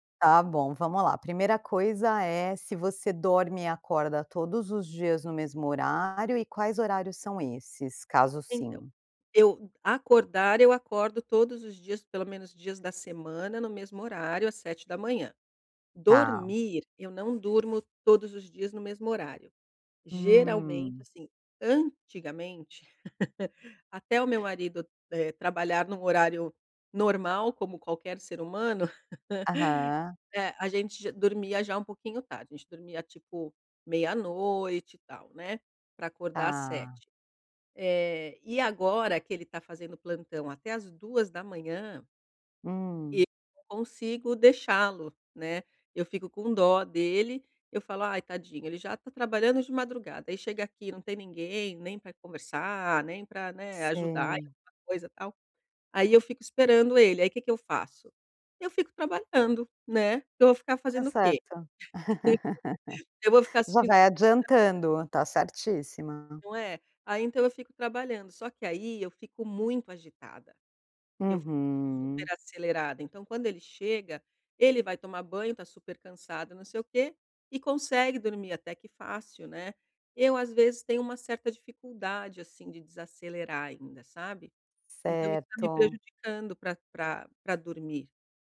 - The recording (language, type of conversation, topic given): Portuguese, advice, Como posso manter horários regulares mesmo com uma rotina variável?
- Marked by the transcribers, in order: giggle; chuckle; chuckle